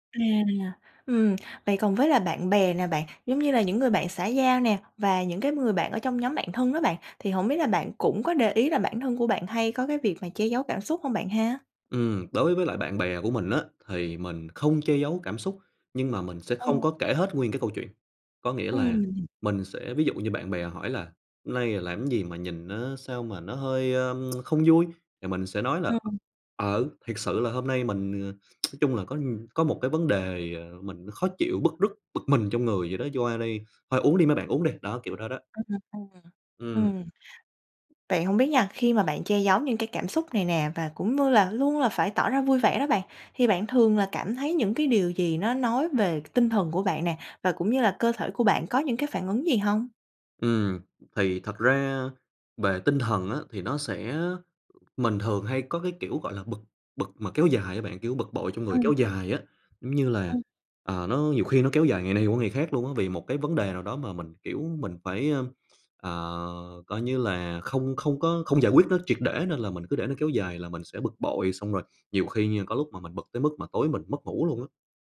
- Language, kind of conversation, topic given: Vietnamese, advice, Bạn cảm thấy áp lực phải luôn tỏ ra vui vẻ và che giấu cảm xúc tiêu cực trước người khác như thế nào?
- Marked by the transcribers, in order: tapping; tsk; tsk; "như" said as "vư"